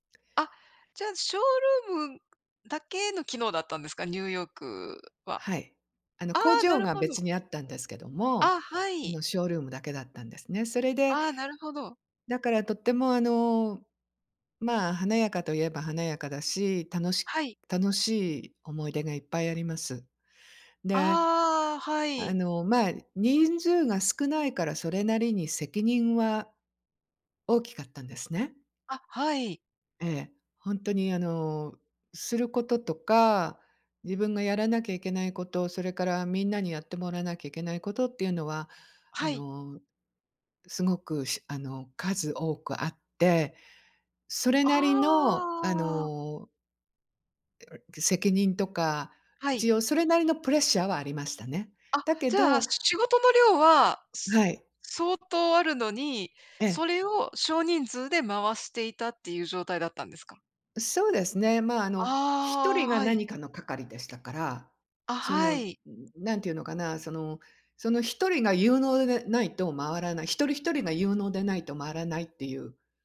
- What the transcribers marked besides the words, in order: unintelligible speech
- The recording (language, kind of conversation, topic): Japanese, unstructured, 理想の職場環境はどんな場所ですか？